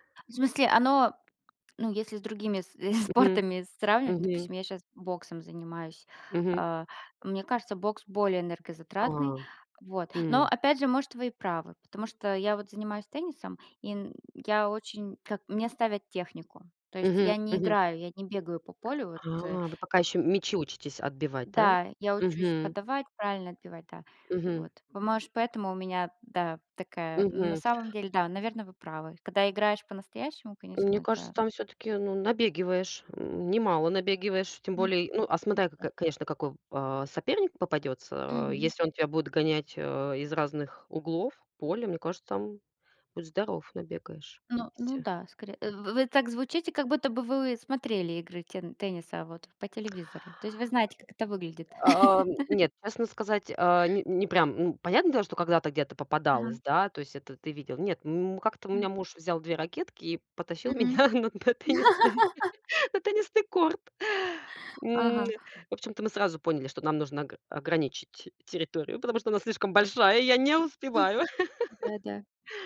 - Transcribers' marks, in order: tapping; laughing while speaking: "спортами"; other background noise; unintelligible speech; laugh; laughing while speaking: "меня на на теннисный, на теннисный корт"; laugh; joyful: "потому что она слишком большая, и я не успеваю"; chuckle; laugh
- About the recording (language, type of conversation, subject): Russian, unstructured, Какой спорт тебе нравится и почему?